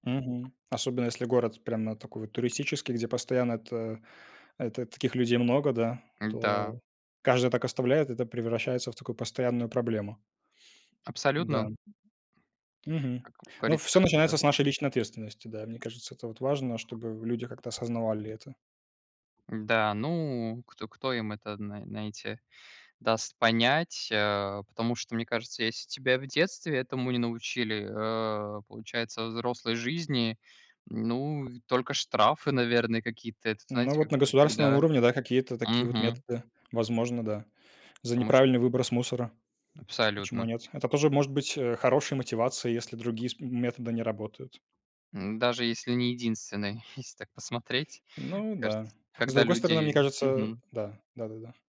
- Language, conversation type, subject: Russian, unstructured, Что вызывает у вас отвращение в загрязнённом городе?
- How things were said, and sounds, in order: tapping; other background noise; chuckle